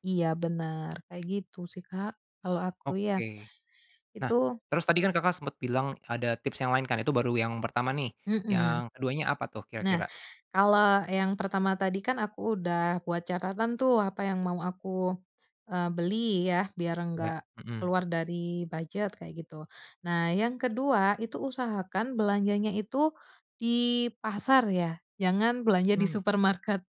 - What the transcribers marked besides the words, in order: tapping
- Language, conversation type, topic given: Indonesian, podcast, Apa tips praktis untuk memasak dengan anggaran terbatas?